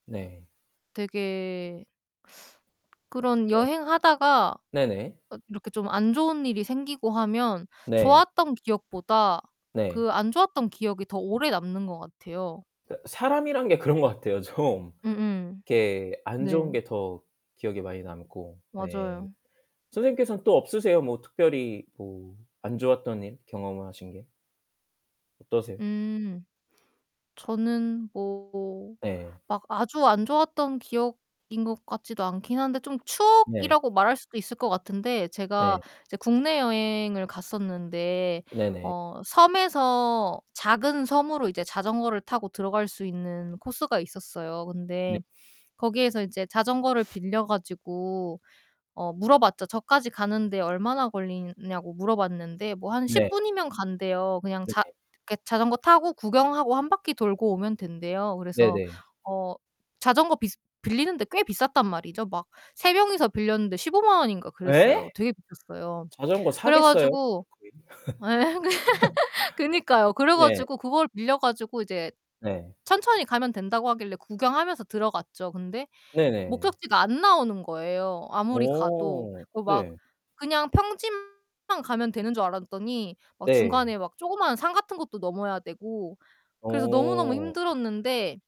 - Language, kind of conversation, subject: Korean, unstructured, 여행지에서 겪은 가장 짜증 나는 상황은 무엇인가요?
- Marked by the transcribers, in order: other background noise; laughing while speaking: "그런 것 같아요. 좀"; distorted speech; static; laughing while speaking: "에엥"; laugh; laugh